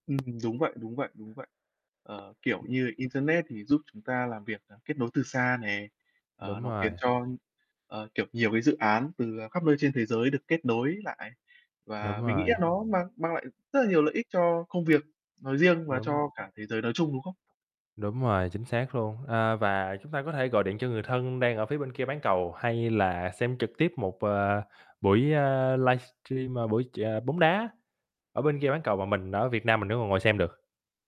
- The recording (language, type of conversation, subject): Vietnamese, unstructured, Bạn nghĩ gì về vai trò của các phát minh khoa học trong đời sống hằng ngày?
- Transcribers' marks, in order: tapping; other background noise